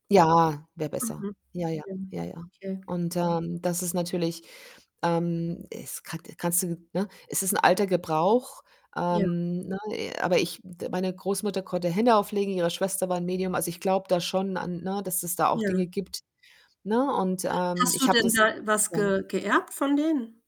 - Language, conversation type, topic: German, unstructured, Welche unerklärlichen Geräusche hast du nachts schon einmal gehört?
- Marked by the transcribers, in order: static; distorted speech; other background noise